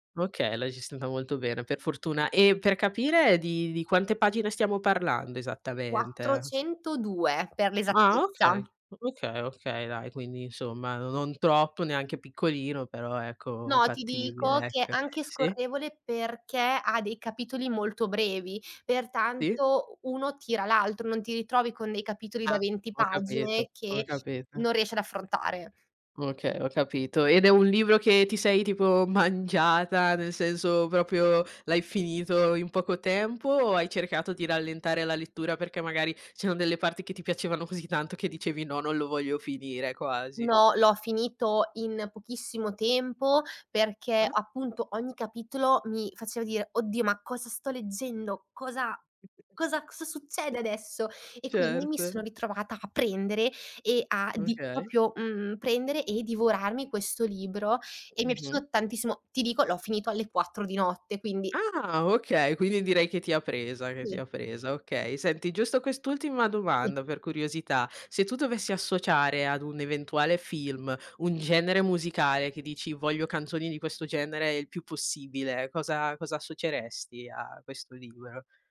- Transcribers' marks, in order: tapping; "proprio" said as "propio"; "sono" said as "ono"; put-on voice: "Cosa, cosa, cosa succede adesso?"; other noise; "proprio" said as "propio"
- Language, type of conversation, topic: Italian, podcast, Di quale libro vorresti vedere un adattamento cinematografico?